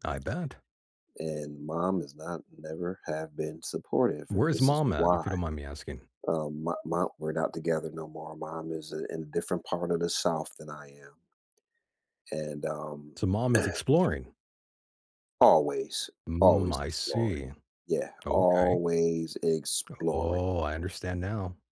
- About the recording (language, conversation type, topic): English, unstructured, How is technology nudging your everyday choices and relationships lately?
- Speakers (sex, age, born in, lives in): male, 40-44, United States, United States; male, 50-54, United States, United States
- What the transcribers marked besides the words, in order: cough; other noise; drawn out: "Always exploring"